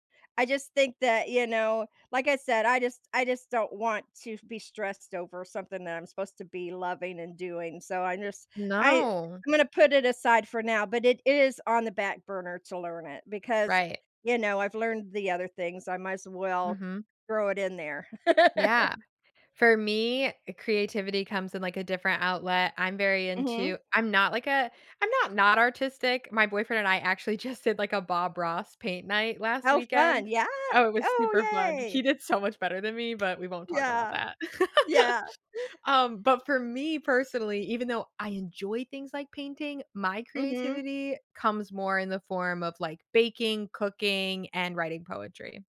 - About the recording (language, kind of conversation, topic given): English, unstructured, How do you incorporate creativity into your everyday life?
- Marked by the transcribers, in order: drawn out: "No"; laugh; tapping; chuckle; laugh